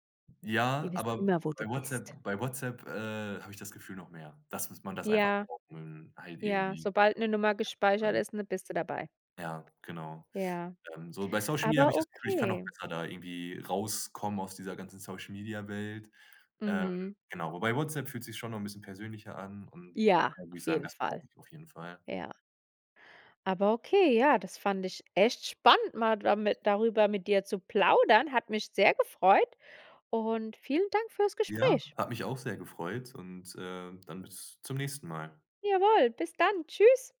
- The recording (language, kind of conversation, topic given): German, podcast, Wie gehst du mit ständigen Smartphone-Ablenkungen um?
- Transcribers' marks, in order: unintelligible speech